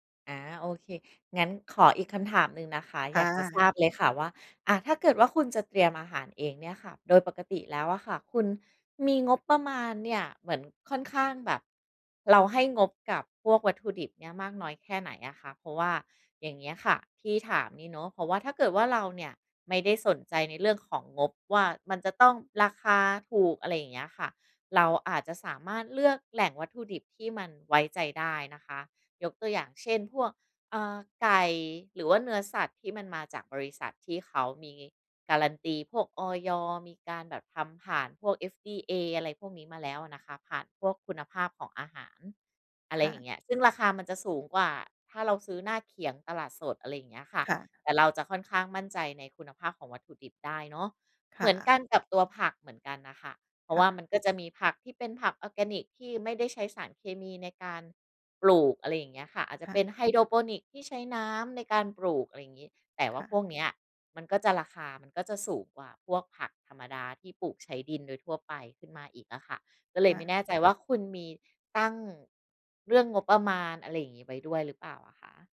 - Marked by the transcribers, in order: tapping
- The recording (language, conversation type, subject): Thai, advice, งานยุ่งมากจนไม่มีเวลาเตรียมอาหารเพื่อสุขภาพ ควรทำอย่างไรดี?